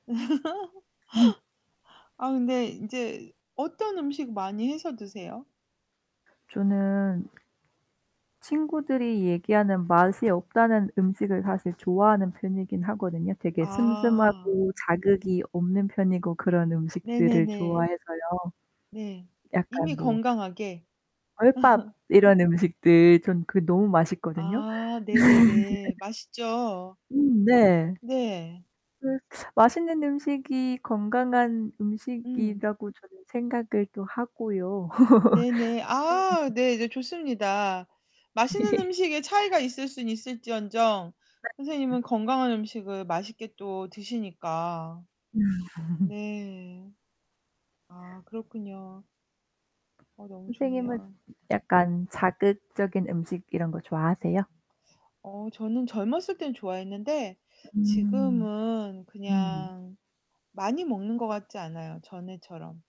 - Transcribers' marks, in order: laugh; static; tapping; other background noise; distorted speech; laugh; laugh; laugh; laugh; laugh
- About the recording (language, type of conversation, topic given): Korean, unstructured, 건강한 식습관을 꾸준히 유지하려면 어떻게 해야 할까요?